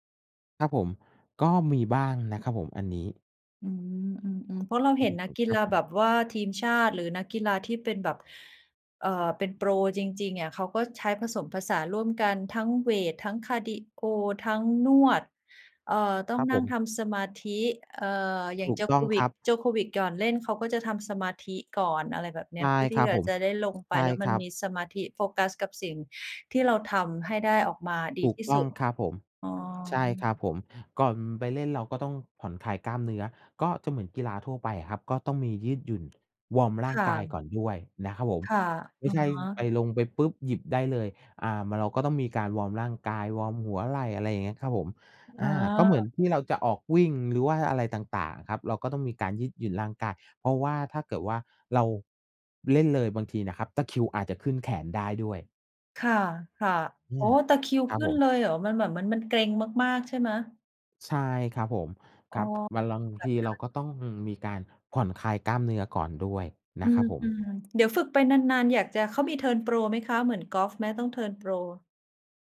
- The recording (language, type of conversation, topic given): Thai, unstructured, คุณเคยลองเล่นกีฬาที่ท้าทายมากกว่าที่เคยคิดไหม?
- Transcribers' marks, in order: "บาง" said as "บาลอง"